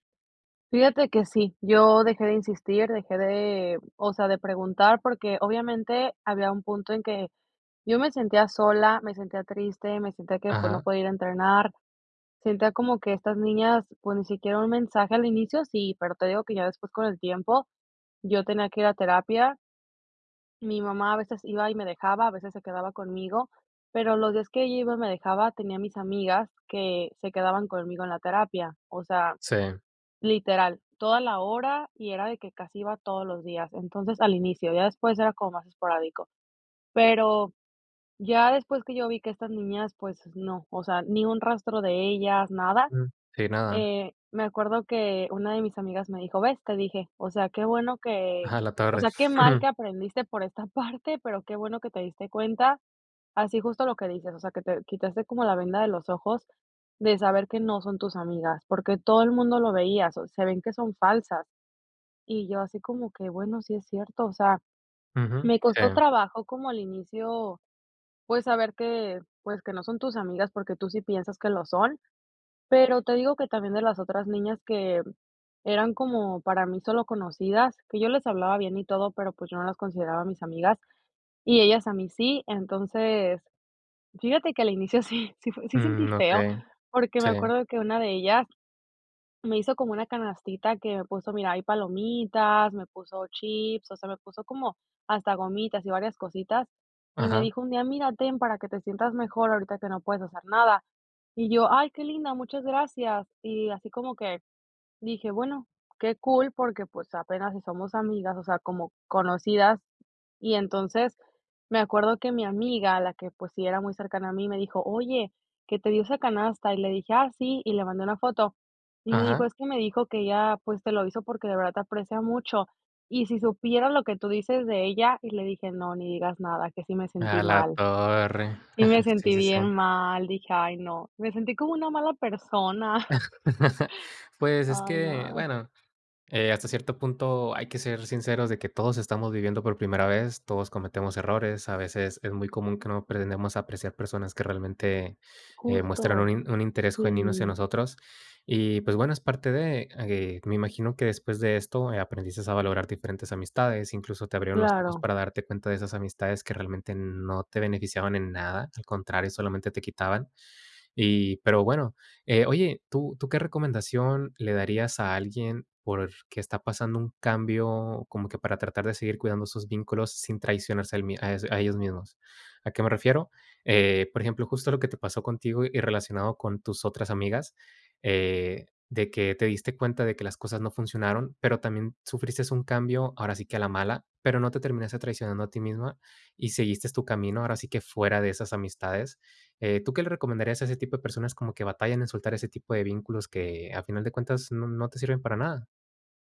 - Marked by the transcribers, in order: chuckle; laughing while speaking: "parte"; chuckle; surprised: "A la torre"; laugh; chuckle; "seguiste" said as "seguistes"
- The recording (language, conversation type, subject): Spanish, podcast, ¿Cómo afecta a tus relaciones un cambio personal profundo?